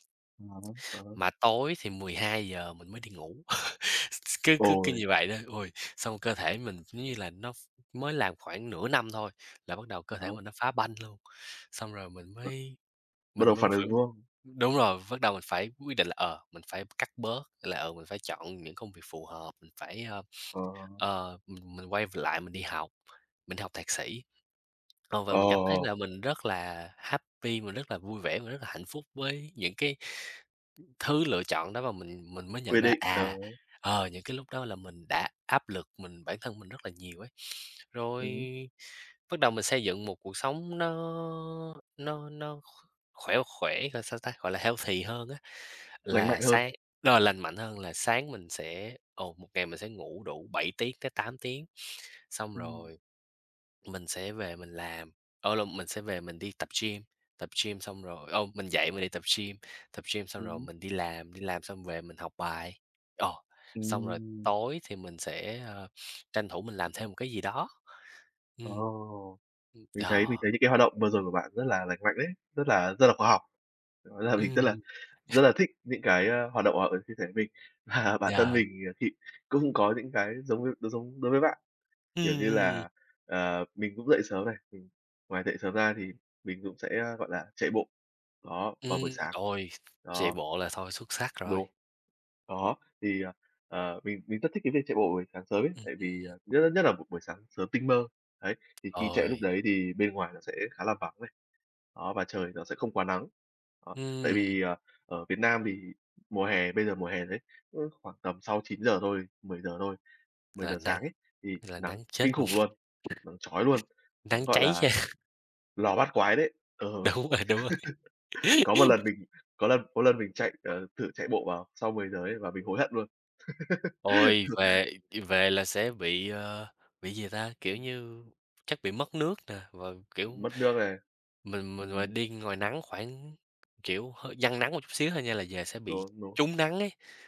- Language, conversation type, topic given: Vietnamese, unstructured, Bạn nghĩ làm thế nào để giảm căng thẳng trong cuộc sống hằng ngày?
- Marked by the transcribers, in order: chuckle; other background noise; unintelligible speech; unintelligible speech; "bắt" said as "vước"; in English: "happy"; in English: "healthy"; laughing while speaking: "mình"; unintelligible speech; laughing while speaking: "Và"; tapping; unintelligible speech; laughing while speaking: "da"; laughing while speaking: "Đúng rồi, đúng rồi"; laugh; other noise; laugh